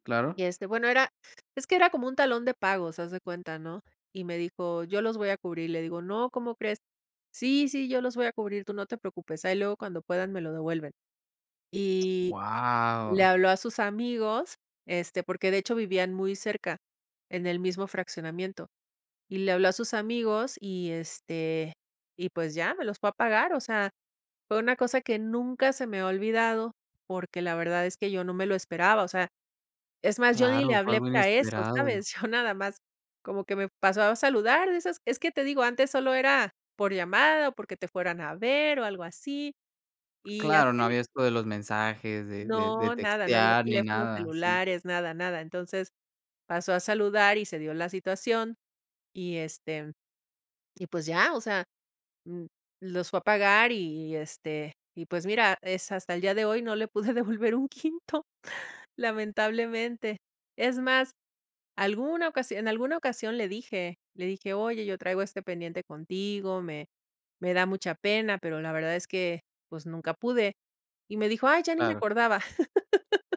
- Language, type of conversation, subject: Spanish, podcast, ¿Qué acto de bondad inesperado jamás olvidarás?
- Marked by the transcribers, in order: drawn out: "¡Wao!"; chuckle; laugh